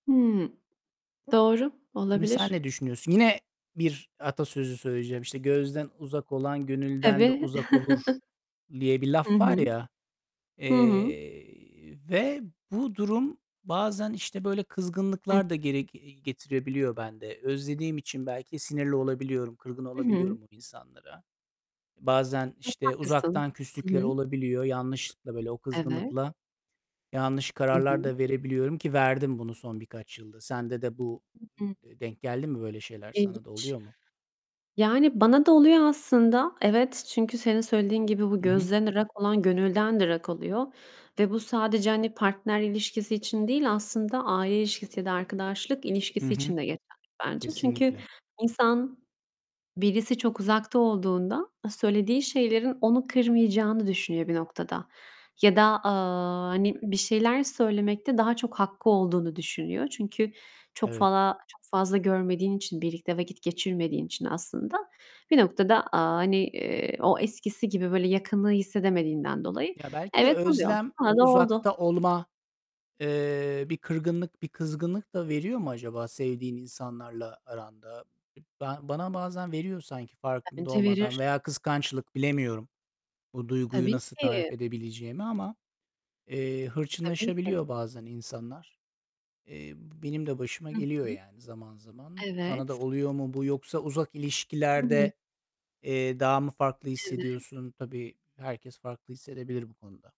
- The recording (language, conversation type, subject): Turkish, unstructured, Kızgınlıkla verilen kararların sonuçları ne olur?
- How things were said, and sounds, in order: distorted speech; chuckle; static; tapping; other background noise